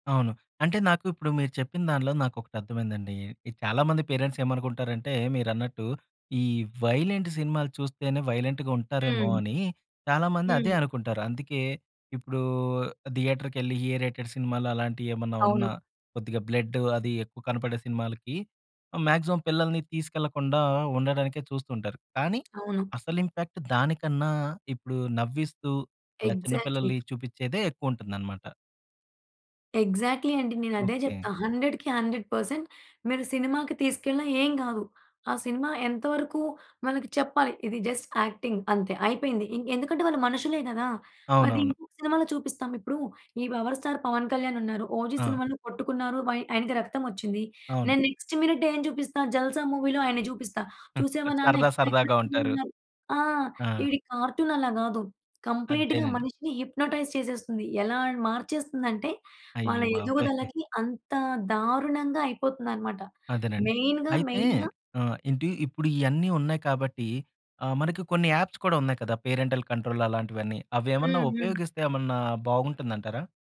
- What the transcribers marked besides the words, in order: in English: "వైలెంట్"; in English: "వైలెంట్‌గుంటారేమో"; in English: "థియేటర్‌కెళ్లి ఏ రేటెడ్"; in English: "బ్లడ్డ్"; in English: "మాగ్జిమం"; tapping; in English: "ఎగ్జాక్ట్‌లీ"; in English: "ఎగ్జాక్ట్‌లీ"; in English: "హండ్రెడ్‌కి హండ్రెడ్ పర్సెంట్"; in English: "జస్ట్ యాక్టింగ్"; in English: "నెక్స్ట్"; giggle; in English: "మూవీలో"; in English: "సేమ్"; in English: "కంప్లీట్‌గా"; in English: "హిప్నోటైజ్"; giggle; in English: "మెయిన్‌గా, మెయిన్‌గా"; in English: "యాప్స్"; in English: "పేరెంటల్ కంట్రోల్"
- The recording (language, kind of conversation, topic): Telugu, podcast, పిల్లల స్క్రీన్ వినియోగాన్ని ఇంట్లో ఎలా నియంత్రించాలనే విషయంలో మీరు ఏ సలహాలు ఇస్తారు?